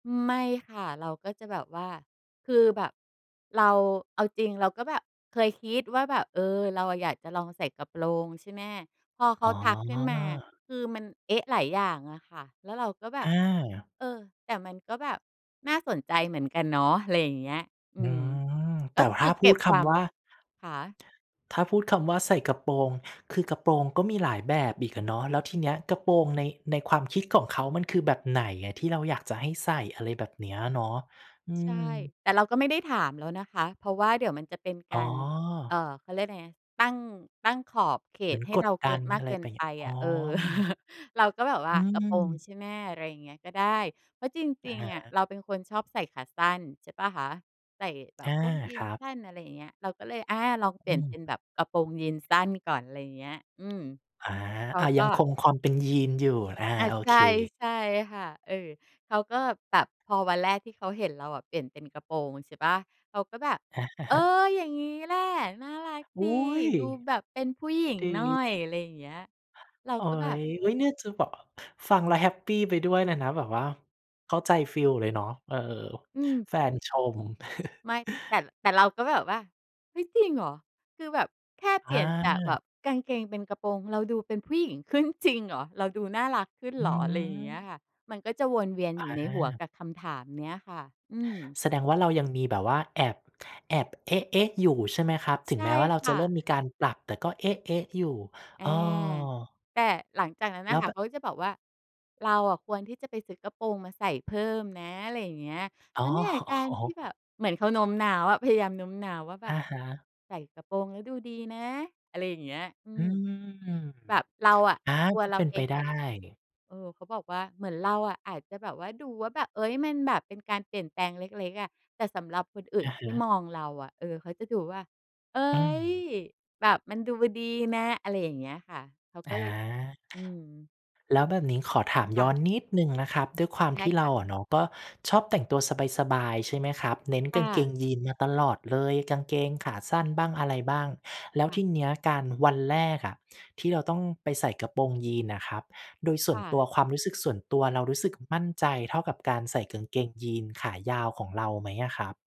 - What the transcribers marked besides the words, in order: tapping; chuckle; chuckle; other background noise; chuckle; laughing while speaking: "อ๋อ"
- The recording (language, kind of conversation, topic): Thai, podcast, คุณเคยเปลี่ยนสไตล์ของตัวเองเพราะใครหรือเพราะอะไรบ้างไหม?